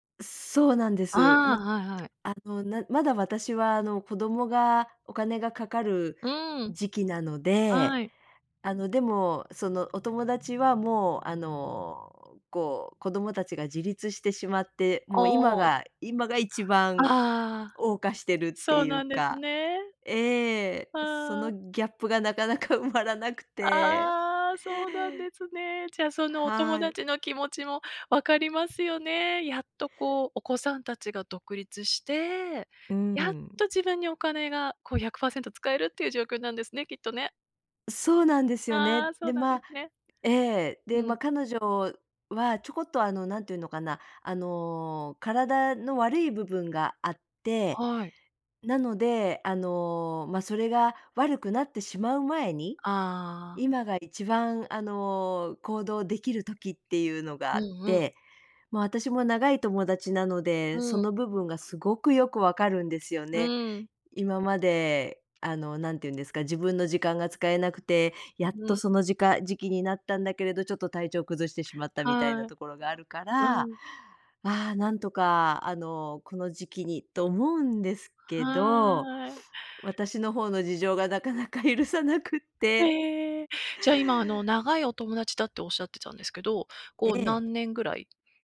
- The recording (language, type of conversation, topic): Japanese, advice, 金銭的な制約のせいで、生活の選択肢が狭まっていると感じるのはなぜですか？
- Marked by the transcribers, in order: tapping; other background noise; other noise; sniff